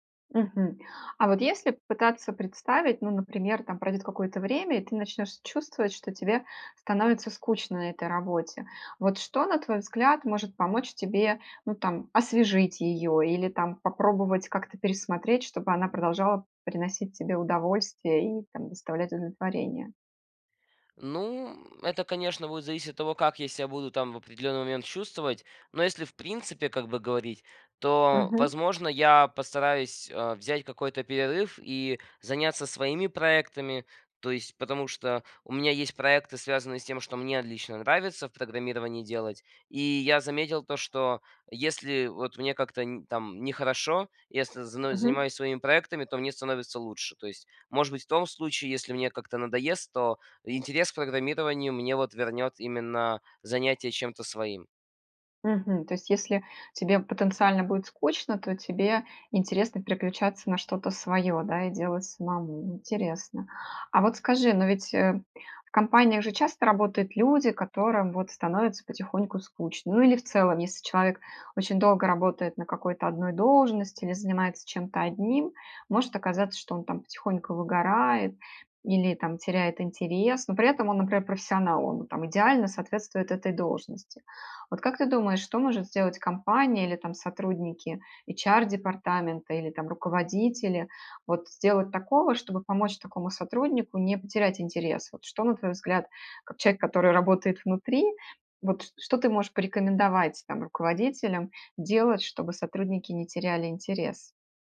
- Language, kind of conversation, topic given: Russian, podcast, Как не потерять интерес к работе со временем?
- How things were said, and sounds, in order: tapping